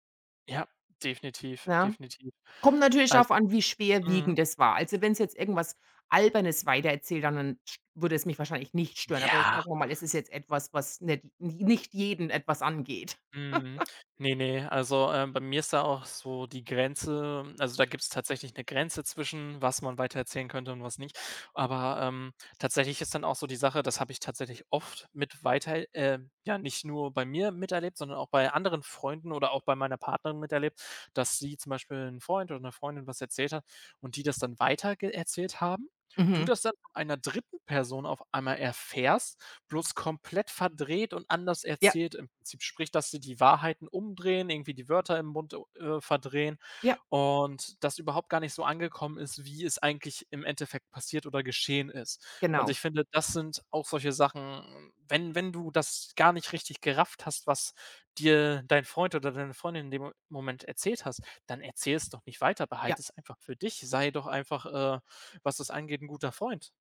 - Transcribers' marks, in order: laugh
- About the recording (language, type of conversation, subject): German, unstructured, Was macht für dich eine gute Freundschaft aus?